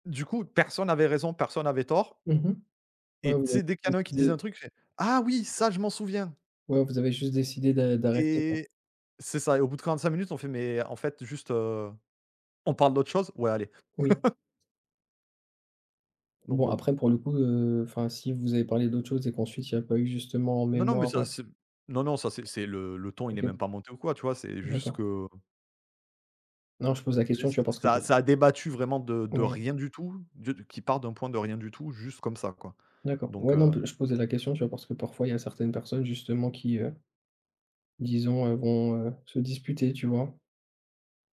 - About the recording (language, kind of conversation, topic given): French, unstructured, Comment fais-tu pour convaincre quelqu’un de l’importance de ton point de vue ?
- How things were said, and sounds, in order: chuckle; unintelligible speech